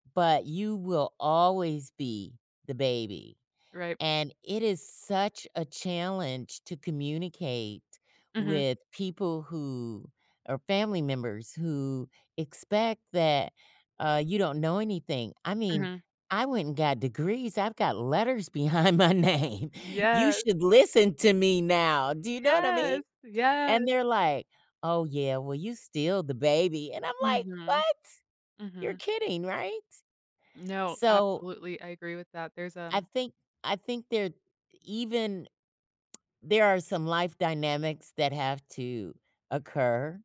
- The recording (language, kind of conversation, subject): English, unstructured, How do you navigate differing expectations within your family?
- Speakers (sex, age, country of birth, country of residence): female, 25-29, United States, United States; female, 60-64, United States, United States
- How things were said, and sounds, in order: laughing while speaking: "behind my name"; tsk